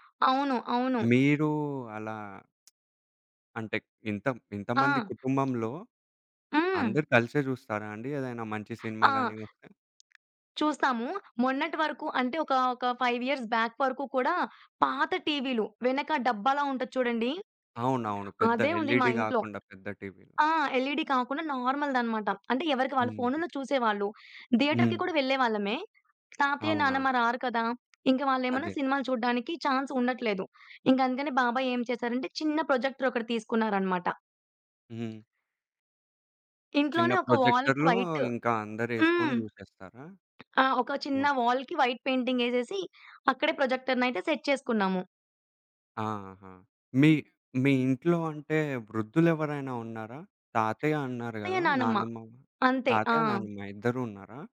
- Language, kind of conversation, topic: Telugu, podcast, కుటుంబ బంధాలను బలపరచడానికి పాటించాల్సిన చిన్న అలవాట్లు ఏమిటి?
- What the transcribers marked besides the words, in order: other background noise; in English: "ఫైవ్ ఇయర్స్ బ్యాక్"; in English: "ఎల్ఈడీ"; in English: "ఎల్ఈడీ"; in English: "నార్మల్‌దనమాట"; tapping; in English: "థియేటర్‌కి"; in English: "ఛాన్స్"; in English: "ప్రొజెక్టర్‌లో"; in English: "వాల్‌కి వైట్"; in English: "వాల్‌కి వైట్"; in English: "ప్రొజెక్టర్‌నైతే సెట్"